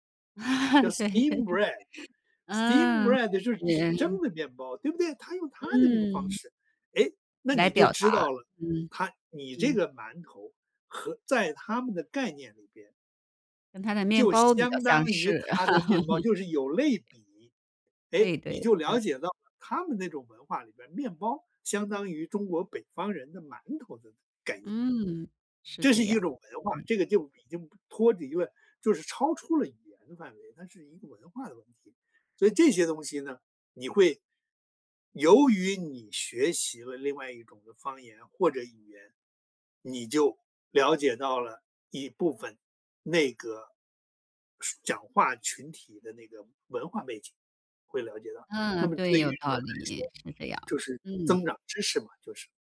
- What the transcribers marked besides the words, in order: chuckle; other background noise; in English: "steamed bread，steamed bread"; "相似" said as "相是"; laugh
- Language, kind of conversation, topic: Chinese, podcast, 语言对你来说意味着什么？